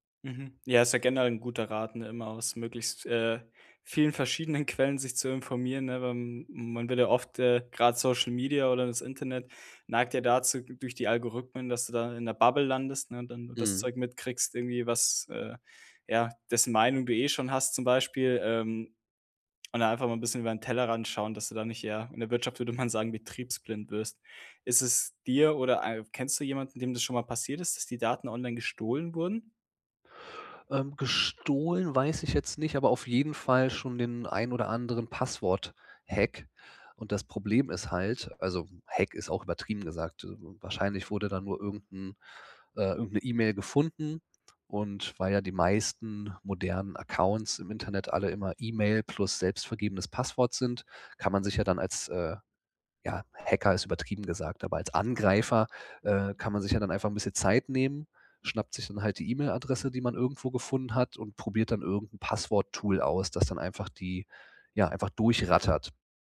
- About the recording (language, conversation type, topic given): German, podcast, Wie schützt du deine privaten Daten online?
- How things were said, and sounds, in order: in English: "Bubble"; laughing while speaking: "würde man sagen"